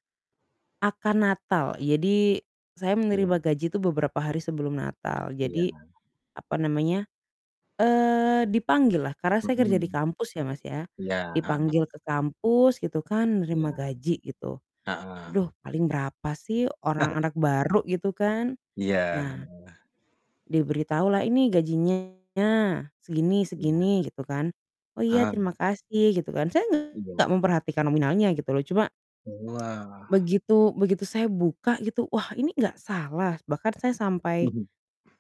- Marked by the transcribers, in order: static; "jadi" said as "yadi"; other background noise; distorted speech; laugh; tapping
- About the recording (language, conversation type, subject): Indonesian, unstructured, Apa pengalaman paling mengejutkan yang pernah kamu alami terkait uang?